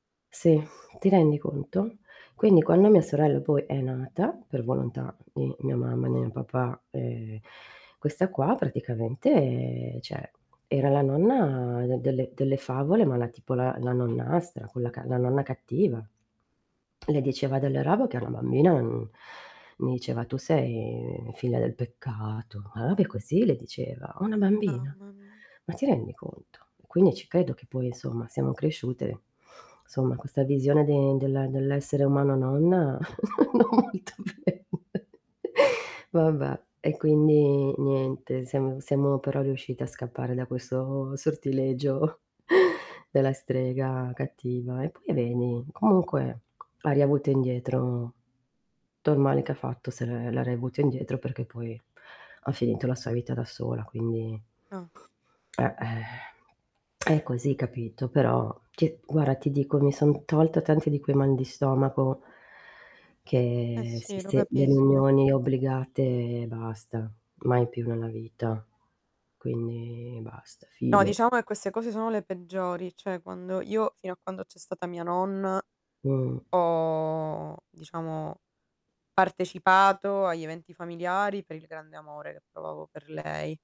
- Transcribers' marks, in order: static; other background noise; drawn out: "praticamente"; "cioè" said as "ceh"; tapping; distorted speech; "insomma" said as "nsomma"; laughing while speaking: "non molto bella"; laugh; chuckle; exhale; lip smack; background speech; drawn out: "Mh"; drawn out: "ho"
- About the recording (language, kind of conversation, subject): Italian, unstructured, Che cosa ti fa arrabbiare durante le riunioni di famiglia?